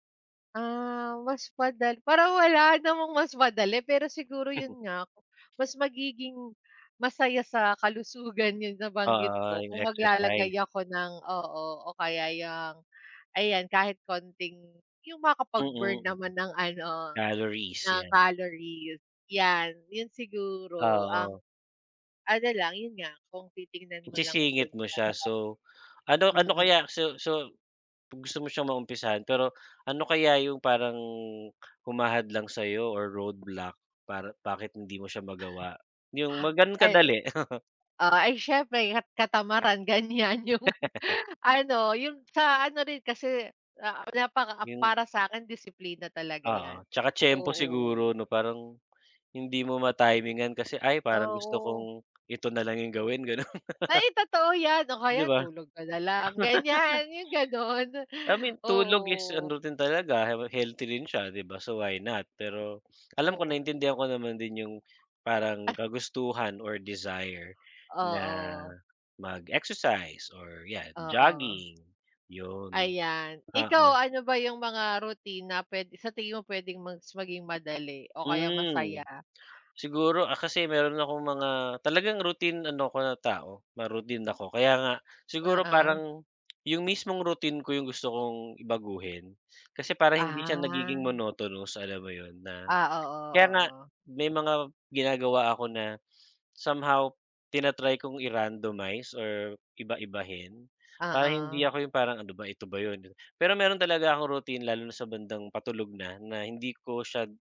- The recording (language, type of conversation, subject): Filipino, unstructured, Ano ang mga simpleng bagay na gusto mong baguhin sa araw-araw?
- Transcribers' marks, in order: laugh; laughing while speaking: "kalusugan"; unintelligible speech; in English: "roadblock"; breath; gasp; laugh; laughing while speaking: "ganyan yung ano"; laugh; anticipating: "Ay, totoo yan"; laugh; laugh; laughing while speaking: "ganyan yung ganun"; tapping; in English: "monotonous"